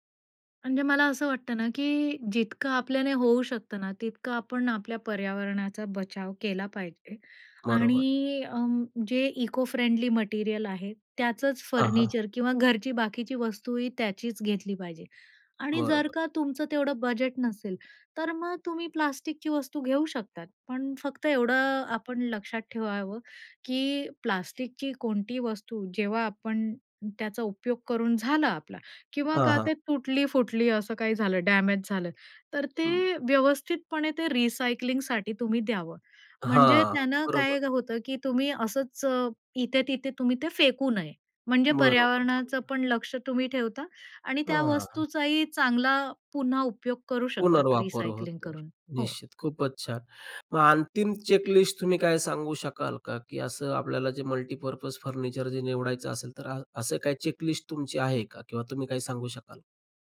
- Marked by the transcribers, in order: tapping; in English: "रिसायकलिंगसाठी"; in English: "रिसायकलिंग"; in English: "मल्टीपर्पज"
- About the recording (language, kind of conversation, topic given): Marathi, podcast, बहुउपयोगी फर्निचर निवडताना तुम्ही कोणत्या गोष्टी पाहता?